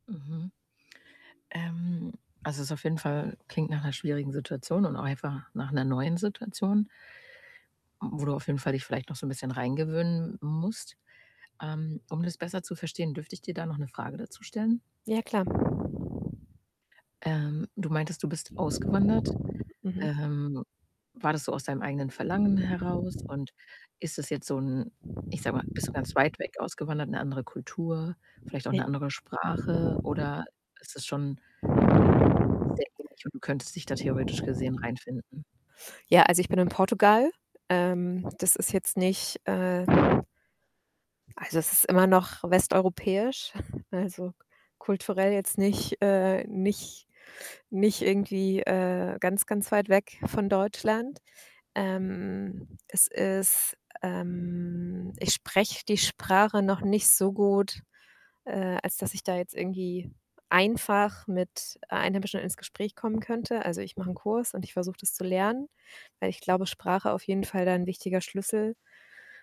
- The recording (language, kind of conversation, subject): German, advice, Wie kann ich lernen, allein zu sein, ohne mich einsam zu fühlen?
- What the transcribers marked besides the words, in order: tapping; distorted speech; wind; snort; other background noise; drawn out: "ähm"